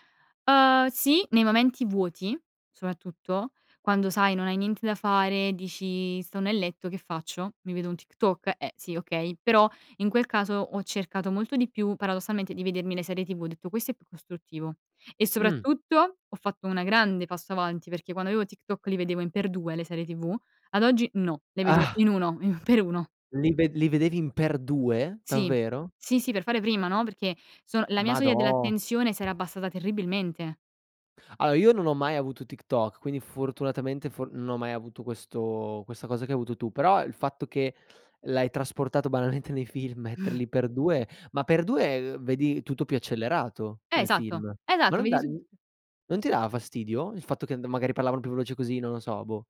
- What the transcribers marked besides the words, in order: laughing while speaking: "Ah!"; chuckle; other background noise; "Allora" said as "alo"; "banalmente" said as "banalente"; laughing while speaking: "nei film"; snort
- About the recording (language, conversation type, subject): Italian, podcast, Che ruolo hanno i social media nella visibilità della tua comunità?